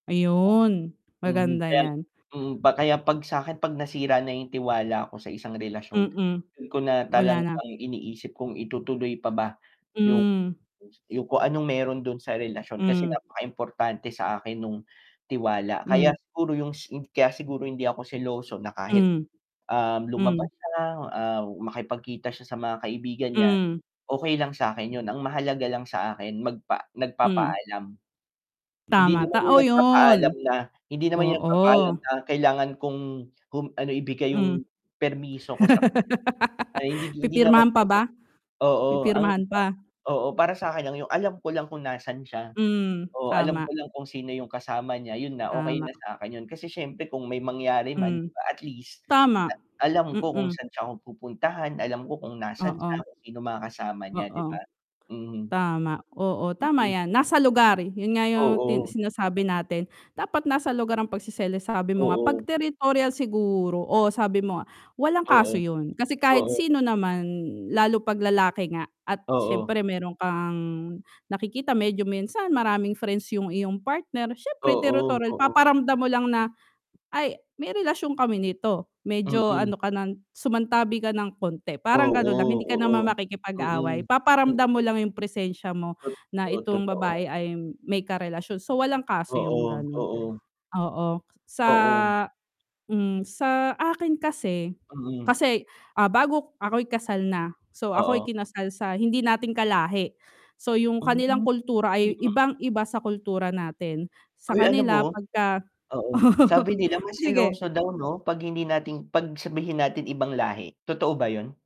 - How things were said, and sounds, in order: distorted speech; tapping; wind; mechanical hum; laugh; static; other background noise; laugh
- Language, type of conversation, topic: Filipino, unstructured, Ano ang palagay mo tungkol sa pagiging seloso sa isang relasyon?